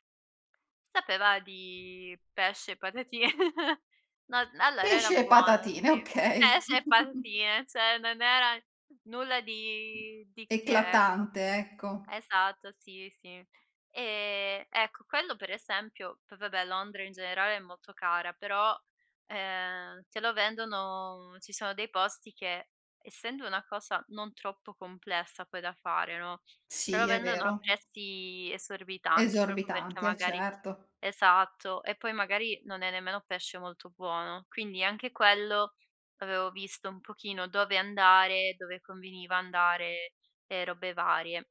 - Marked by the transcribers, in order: other background noise; laughing while speaking: "patati"; "cioè" said as "ceh"; laughing while speaking: "okay"; chuckle; "proprio" said as "propo"
- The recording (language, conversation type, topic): Italian, podcast, Come scopri nuovi sapori quando viaggi?
- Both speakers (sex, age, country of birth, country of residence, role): female, 25-29, Italy, Italy, guest; female, 40-44, Italy, Italy, host